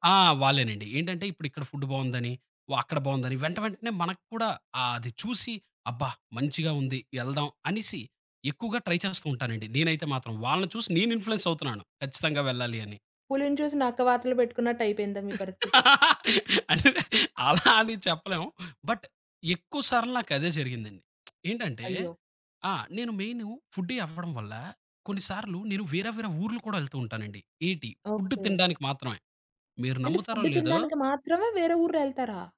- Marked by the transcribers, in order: in English: "ట్రై"; in English: "ఇన్‌ఫ్లూయెన్స్"; laugh; laughing while speaking: "అంటే అలా అని చెప్పలేం"; in English: "బట్"; lip smack; in English: "ఫుడ్డీ"; tapping
- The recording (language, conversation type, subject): Telugu, podcast, స్థానిక ఆహారం తింటూ మీరు తెలుసుకున్న ముఖ్యమైన పాఠం ఏమిటి?